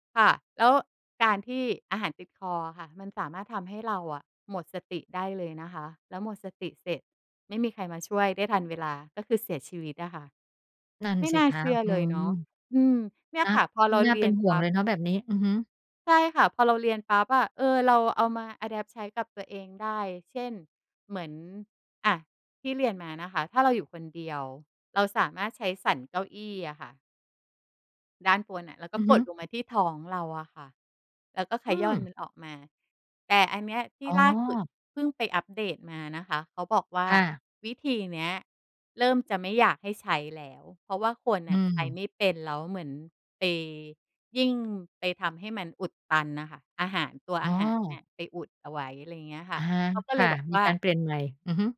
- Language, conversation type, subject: Thai, podcast, คุณมีวิธีฝึกทักษะใหม่ให้ติดตัวอย่างไร?
- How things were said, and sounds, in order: in English: "อะแดปต์"; tapping